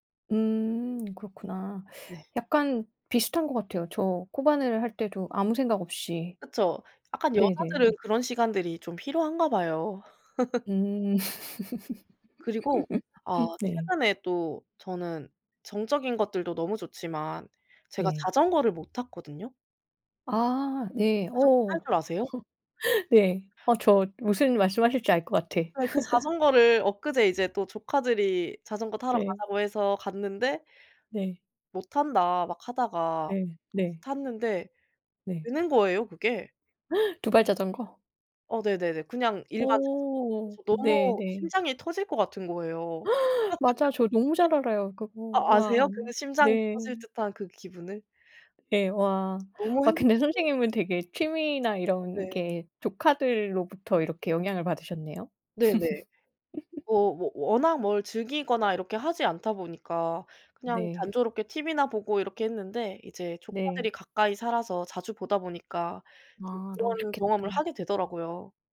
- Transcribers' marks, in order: laugh; other background noise; laugh; laugh; gasp; gasp; laugh; laugh
- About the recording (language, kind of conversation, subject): Korean, unstructured, 요즘 가장 즐겨 하는 취미는 무엇인가요?